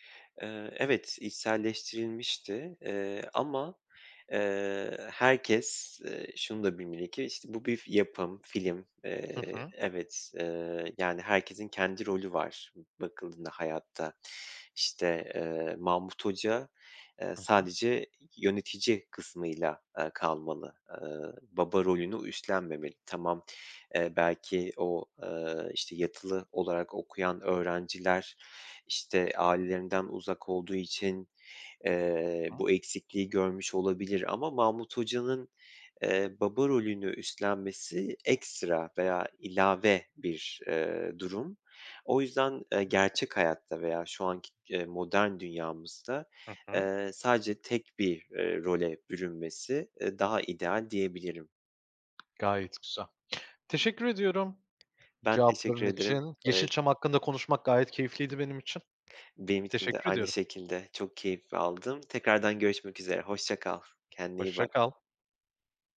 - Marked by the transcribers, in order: tapping; other background noise
- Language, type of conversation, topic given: Turkish, podcast, Yeşilçam veya eski yerli filmler sana ne çağrıştırıyor?